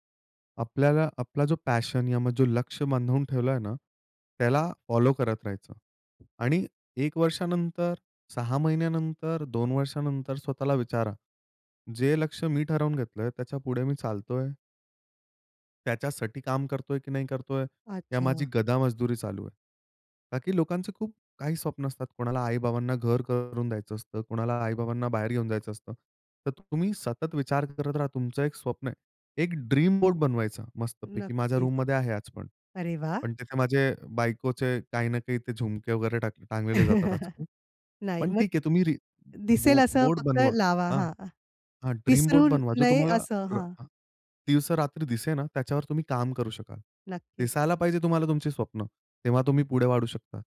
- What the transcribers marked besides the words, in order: in English: "पॅशन"; other background noise; laugh
- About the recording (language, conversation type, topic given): Marathi, podcast, यश मिळवण्यासाठी वेळ आणि मेहनत यांचं संतुलन तुम्ही कसं साधता?